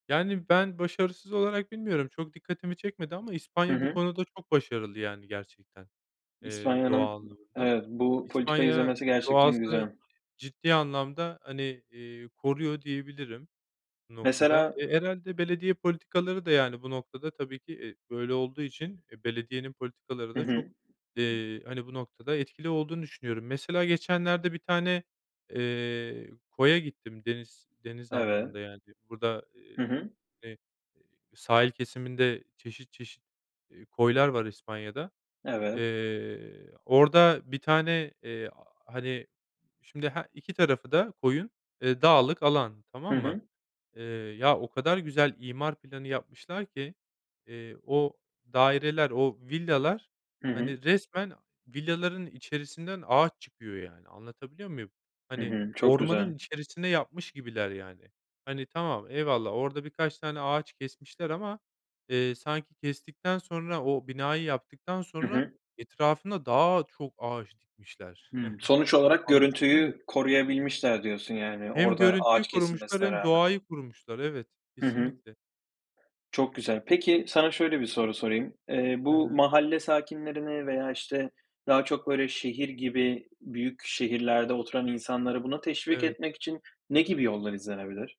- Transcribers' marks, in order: other background noise; other noise; stressed: "daha"; chuckle
- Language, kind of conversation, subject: Turkish, podcast, Şehirde doğayı daha görünür kılmak için sence neler yapılabilir?
- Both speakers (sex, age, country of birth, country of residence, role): male, 20-24, Turkey, Germany, host; male, 30-34, Turkey, Spain, guest